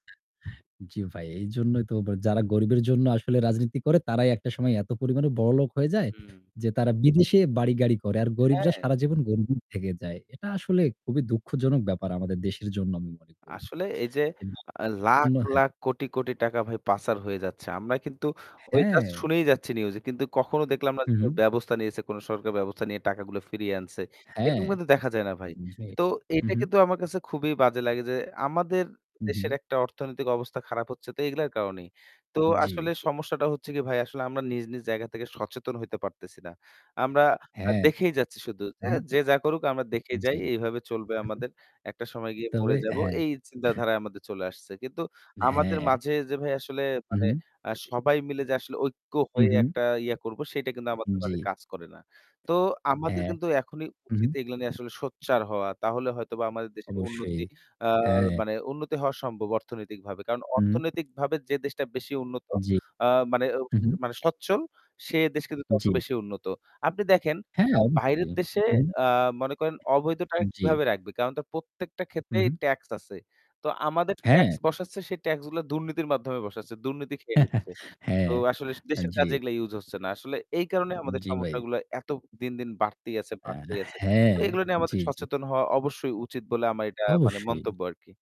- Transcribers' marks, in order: other background noise; tapping; distorted speech; unintelligible speech; static; unintelligible speech; throat clearing; mechanical hum; unintelligible speech; unintelligible speech; chuckle
- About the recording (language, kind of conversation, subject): Bengali, unstructured, দেশের বর্তমান অর্থনৈতিক পরিস্থিতি সম্পর্কে আপনার মতামত কী?
- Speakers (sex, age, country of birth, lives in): male, 20-24, Bangladesh, Bangladesh; male, 30-34, Bangladesh, Bangladesh